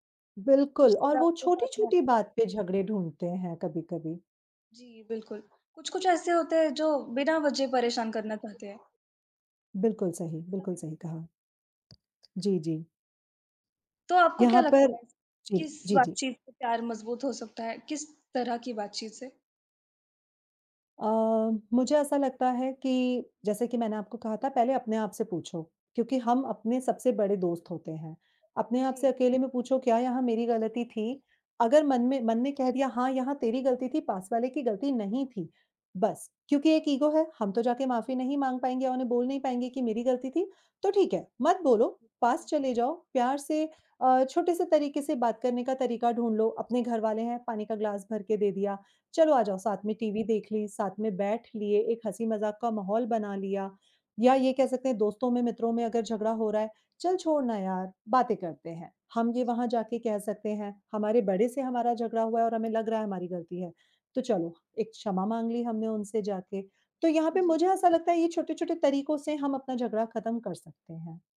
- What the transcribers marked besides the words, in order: other background noise; tapping; in English: "ईगो"
- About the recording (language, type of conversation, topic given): Hindi, unstructured, क्या झगड़े के बाद प्यार बढ़ सकता है, और आपका अनुभव क्या कहता है?